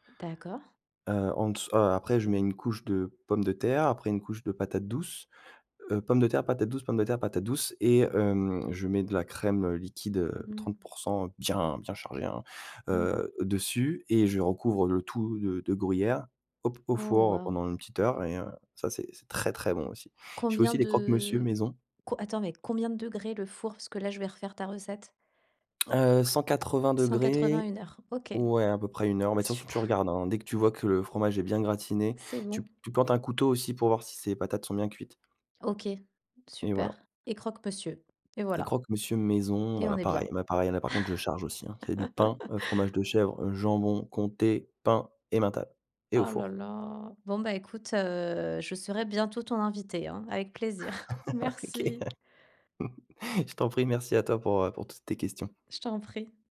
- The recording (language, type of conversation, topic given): French, podcast, Que faites-vous pour accueillir un invité chez vous ?
- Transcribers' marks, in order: stressed: "bien"; stressed: "très, très"; chuckle; stressed: "pain"; laugh; laughing while speaking: "OK"; chuckle